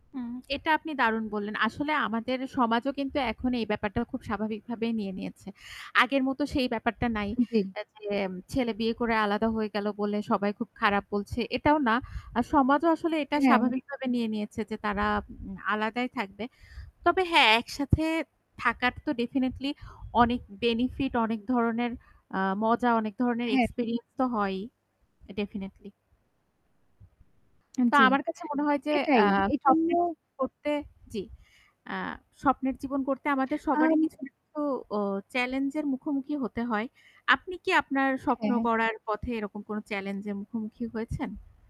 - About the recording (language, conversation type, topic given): Bengali, unstructured, আপনি ভবিষ্যতে কী ধরনের জীবনযাপন করতে চান?
- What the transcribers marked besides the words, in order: other background noise; static; in English: "ডেফিনিটলি"; unintelligible speech; tapping